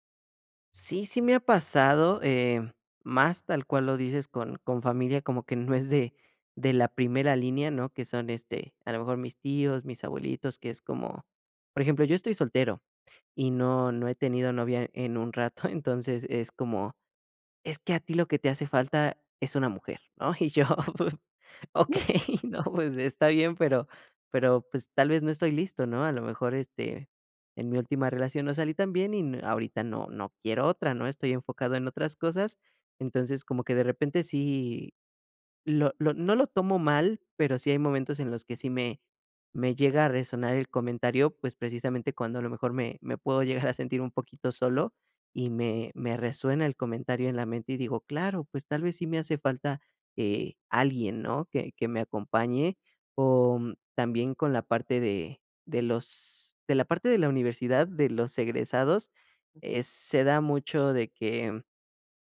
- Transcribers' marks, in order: laughing while speaking: "no es"; giggle; laughing while speaking: "yo, okey, no"; other background noise; laughing while speaking: "llegar"
- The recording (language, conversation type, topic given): Spanish, podcast, ¿Qué significa para ti tener éxito?